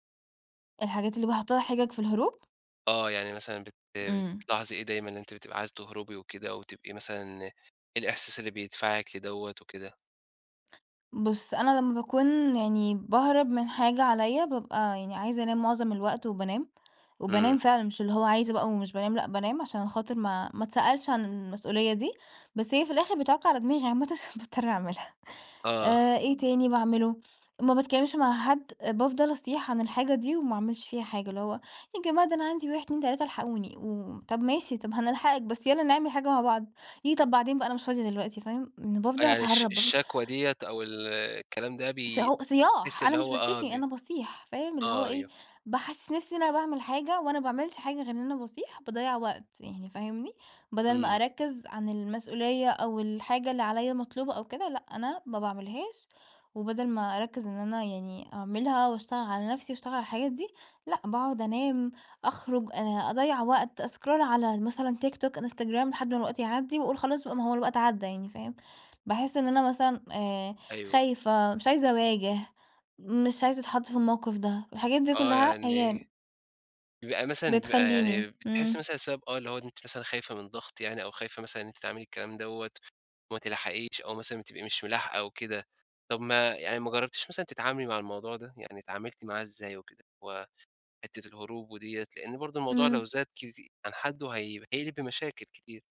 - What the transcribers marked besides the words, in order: tapping; laughing while speaking: "عامةً باضطر"; in English: "أسكرول"
- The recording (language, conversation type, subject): Arabic, podcast, هل شايف إن فيه فرق بين الهروب والترفيه الصحي، وإزاي؟